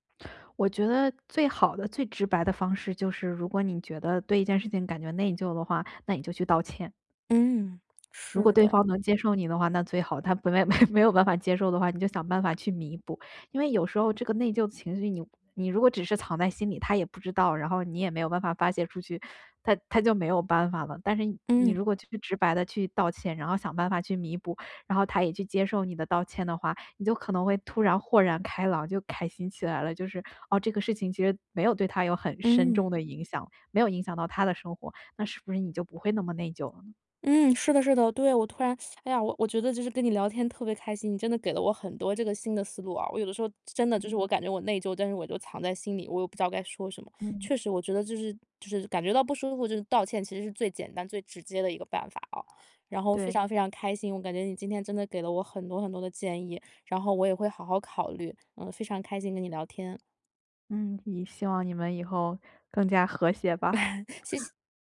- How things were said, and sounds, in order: chuckle; teeth sucking; other background noise; laugh; chuckle
- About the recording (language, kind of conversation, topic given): Chinese, advice, 我怎样才能更好地识别并命名自己的情绪？